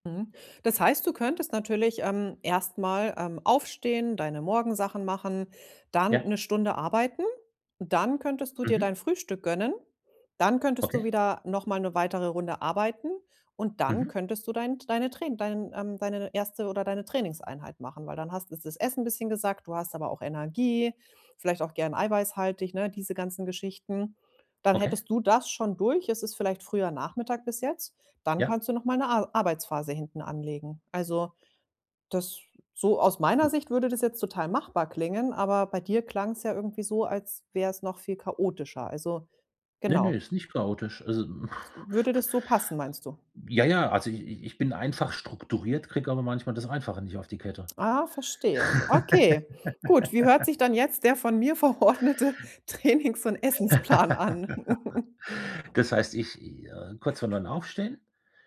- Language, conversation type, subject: German, advice, Wie kann ich Schlaf, Ernährung und Trainingspausen so abstimmen, dass ich mich gut erhole?
- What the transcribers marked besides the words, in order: other noise; laugh; laughing while speaking: "verordnete Trainings und Essensplan an?"; laugh